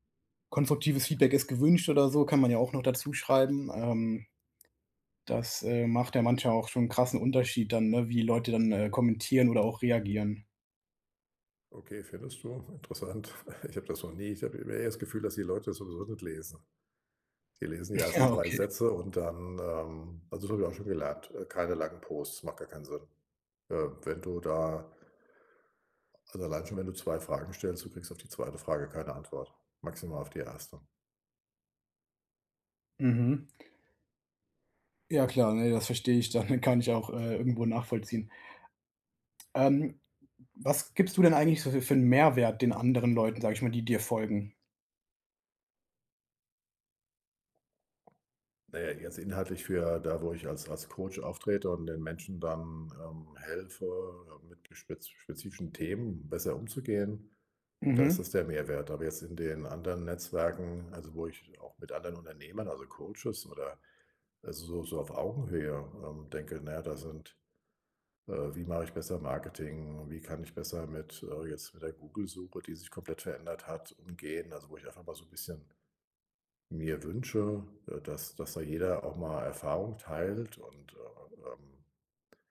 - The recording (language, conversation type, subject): German, advice, Wie baue ich in meiner Firma ein nützliches Netzwerk auf und pflege es?
- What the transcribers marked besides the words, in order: other background noise; chuckle; snort; tapping; laughing while speaking: "kann"